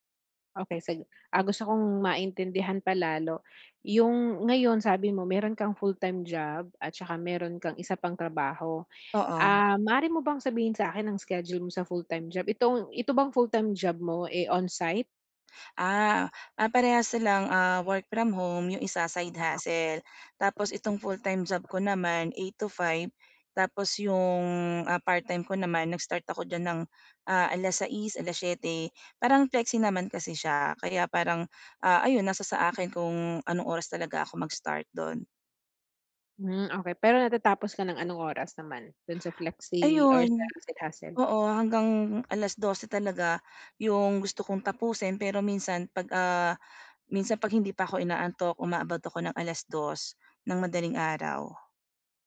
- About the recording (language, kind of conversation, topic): Filipino, advice, Paano ako makakapagpahinga agad para maibalik ang pokus?
- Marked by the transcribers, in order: other background noise